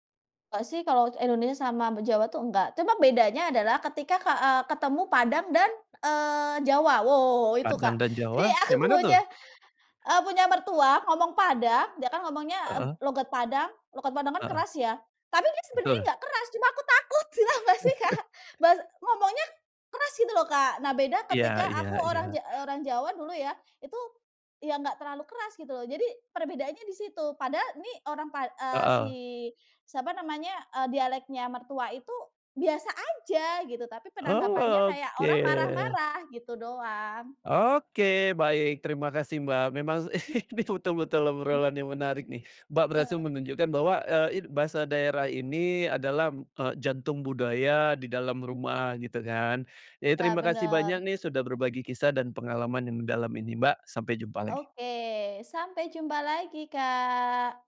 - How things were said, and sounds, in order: tapping; laughing while speaking: "aku"; other background noise; chuckle; laughing while speaking: "tau gak sih, Kak?"; laughing while speaking: "ini"
- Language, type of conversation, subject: Indonesian, podcast, Bagaimana kebiasaanmu menggunakan bahasa daerah di rumah?